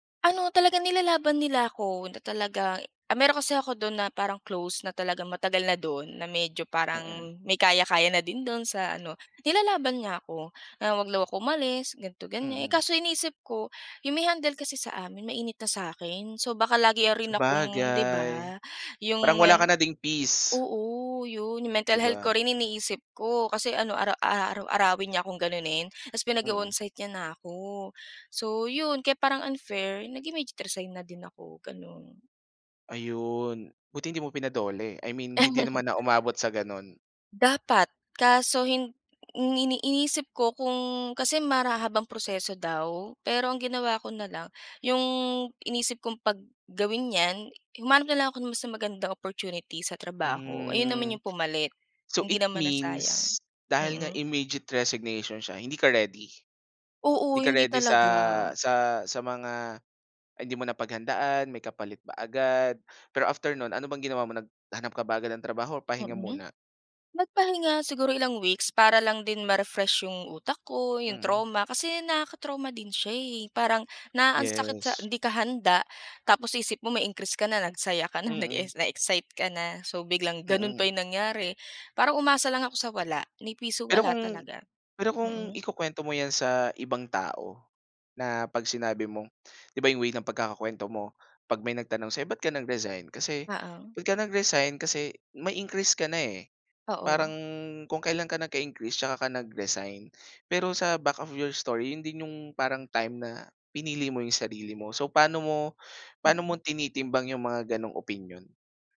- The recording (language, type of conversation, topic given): Filipino, podcast, Paano mo pinapasiya kung aalis ka na ba sa trabaho o magpapatuloy ka pa?
- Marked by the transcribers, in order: drawn out: "Sabagay"; in English: "mental health"; laugh; in English: "immediate resignation"; in English: "back of your story"